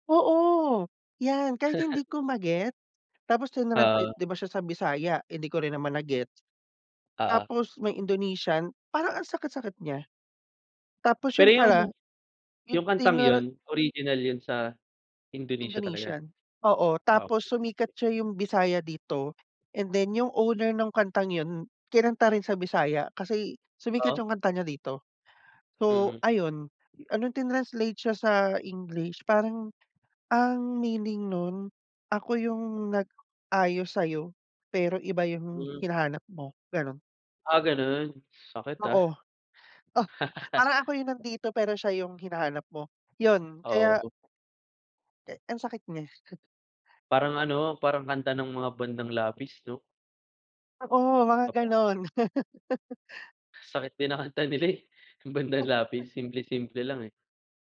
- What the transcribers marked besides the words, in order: laugh; other background noise; laugh; chuckle; unintelligible speech; laugh
- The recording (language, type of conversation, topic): Filipino, unstructured, Anong klaseng musika ang madalas mong pinakikinggan?